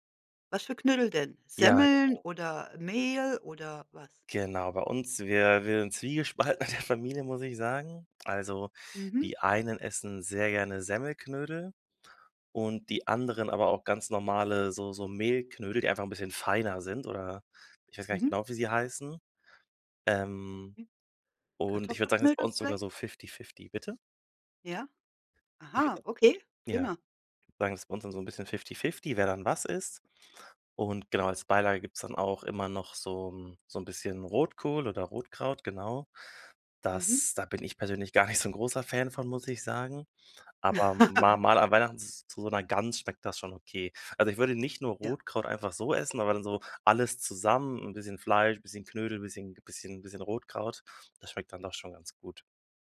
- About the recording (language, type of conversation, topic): German, podcast, Was verbindest du mit Festessen oder Familienrezepten?
- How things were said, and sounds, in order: laughing while speaking: "zwiegespalten in der Familie"; other noise; laugh